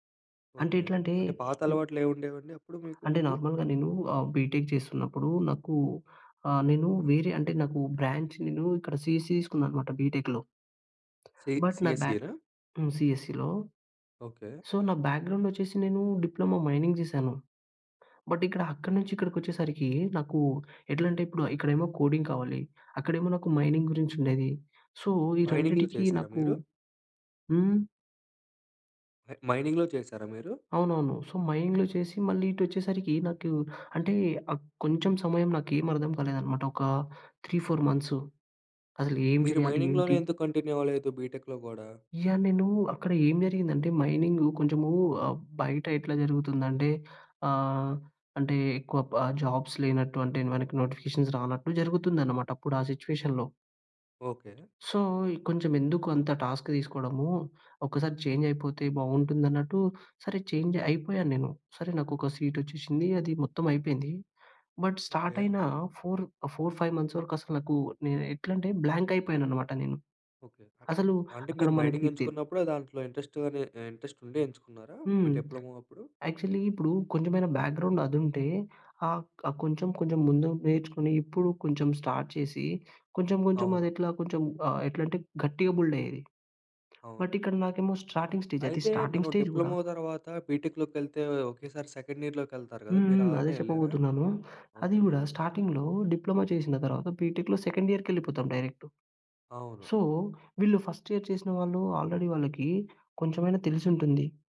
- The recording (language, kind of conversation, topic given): Telugu, podcast, మీ జీవితంలో జరిగిన ఒక పెద్ద మార్పు గురించి వివరంగా చెప్పగలరా?
- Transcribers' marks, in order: tapping; in English: "నార్మల్‌గా"; in English: "బీటెక్"; in English: "బ్రాంచ్"; in English: "సిఎస్‌ఈ"; in English: "సి సిఎస్ఈ"; in English: "బీటెక్‌లో"; lip smack; in English: "సిఎస్ఈ‌లో. సో"; in English: "మైనింగ్"; in English: "కోడింగ్"; in English: "సో"; in English: "మైనింగ్‌లో"; in English: "సో మైనింగ్‌లో"; in English: "త్రీ ఫోర్"; in English: "మైనింగ్‌లోనే"; in English: "కంటిన్యూ"; in English: "జాబ్స్"; in English: "నోటిఫికేషన్స్"; in English: "సిట్యుయేషన్‌లో"; in English: "సో"; in English: "టాస్క్"; in English: "చేంజ్"; in English: "చేంజ్"; in English: "బట్ స్టార్ట్"; in English: "ఫోర్ ఫోర్ ఫైవ్ మంత్స్"; in English: "బ్లాంక్"; in English: "మైనింగ్"; in English: "ఇంట్రెస్ట్"; in English: "ఇంట్రెస్ట్"; in English: "యాక్చువలి"; in English: "బ్యాక్‌గ్రౌండ్"; in English: "స్టార్ట్"; in English: "బిల్డ్"; in English: "బట్"; in English: "స్టార్టింగ్ స్టేజ్"; in English: "స్టార్టింగ్ స్టేజ్"; in English: "సెకండ్ ఇయర్‌లోకి"; in English: "స్టార్టింగ్‌లో"; in English: "సెకండ్ ఇయర్‌కి"; in English: "సో"; in English: "ఫస్ట్ ఇయర్"; in English: "ఆల్రెడీ"